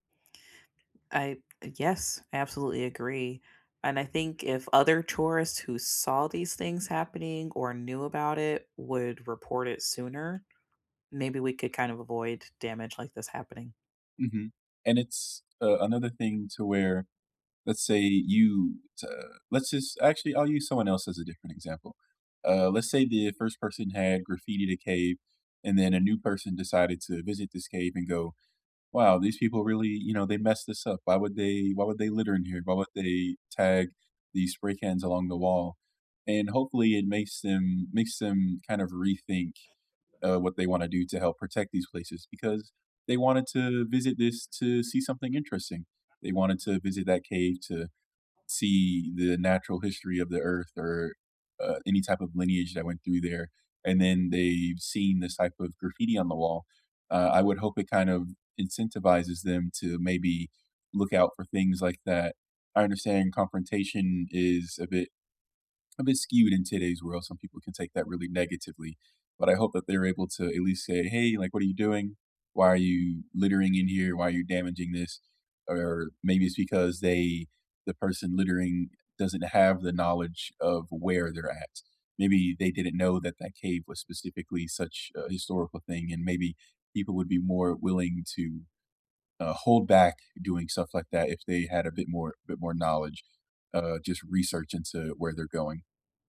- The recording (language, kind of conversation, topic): English, unstructured, What do you think about tourists who litter or damage places?
- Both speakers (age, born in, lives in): 25-29, United States, United States; 30-34, United States, United States
- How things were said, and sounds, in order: tapping; other background noise; background speech